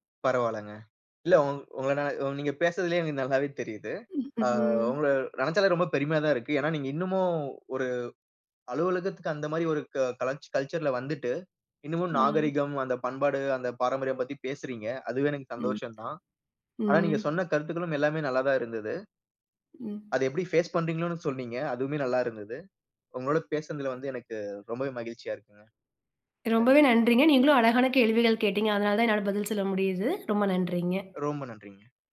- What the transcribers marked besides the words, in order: drawn out: "ம்"; in English: "கல்ச்சர்ல"; drawn out: "ம்"; horn
- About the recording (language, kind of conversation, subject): Tamil, podcast, மற்றோரின் கருத்து உன் உடைத் தேர்வை பாதிக்குமா?